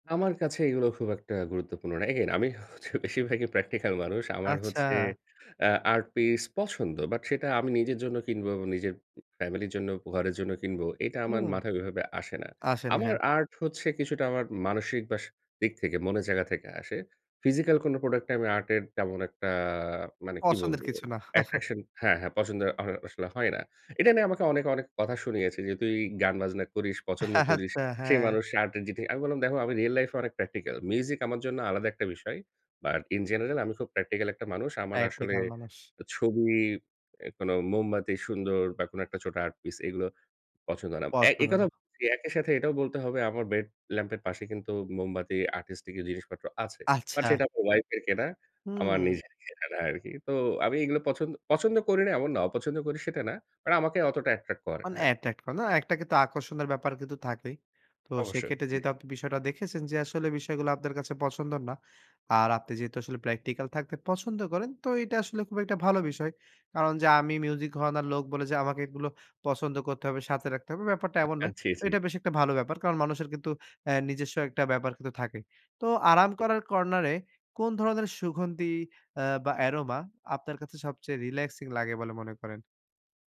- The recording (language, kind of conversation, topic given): Bengali, podcast, বই পড়া বা আরাম করার জন্য তোমার আদর্শ কোণটা কেমন?
- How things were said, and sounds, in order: other background noise; drawn out: "একটা"; chuckle; "আসলে" said as "অসলে"; chuckle; laughing while speaking: "আচ্ছা, হ্যাঁ"; unintelligible speech; in English: "but in general"; tapping; "ধরণের" said as "হউয়ানার"